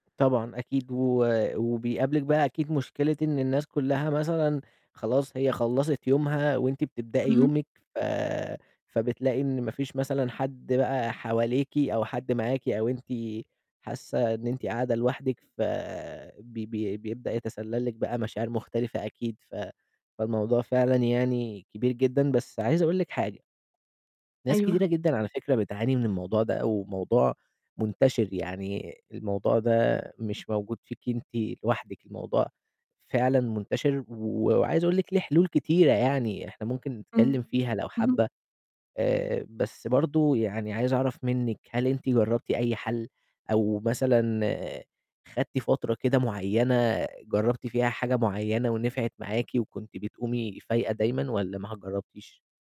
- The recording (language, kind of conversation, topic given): Arabic, advice, ليه بحس بإرهاق مزمن رغم إني بنام كويس؟
- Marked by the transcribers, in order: distorted speech; "جرَّبتيش" said as "هجرَّبتيش"